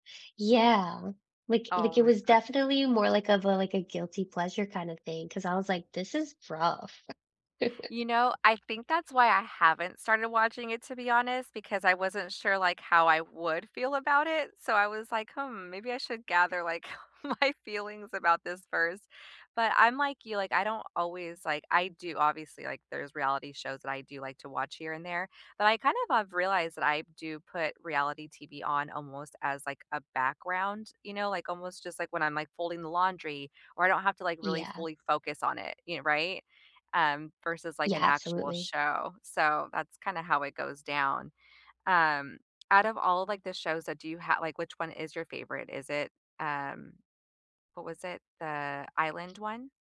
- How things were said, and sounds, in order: chuckle; laughing while speaking: "like, my"
- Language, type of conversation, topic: English, unstructured, Which reality shows do you secretly enjoy, and what keeps you hooked?
- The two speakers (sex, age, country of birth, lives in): female, 30-34, United States, United States; female, 40-44, United States, United States